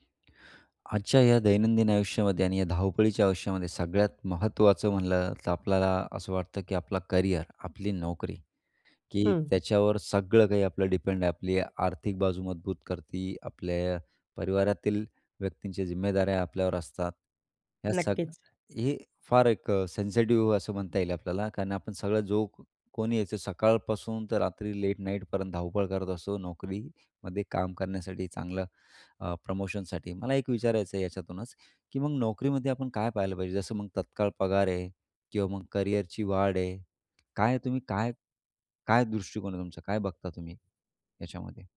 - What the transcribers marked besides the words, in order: tapping; in English: "सेन्सिटिव्ह"
- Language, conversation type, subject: Marathi, podcast, नोकरी निवडताना तुमच्यासाठी जास्त पगार महत्त्वाचा आहे की करिअरमधील वाढ?